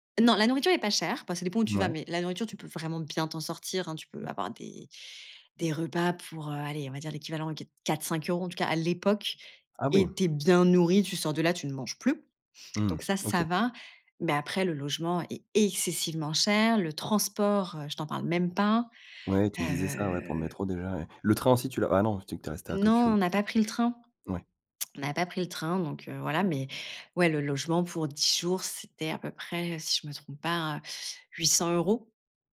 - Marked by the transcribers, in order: drawn out: "heu"; tapping
- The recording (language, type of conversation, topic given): French, podcast, Qu’est-ce que tu aimes dans le fait de voyager ?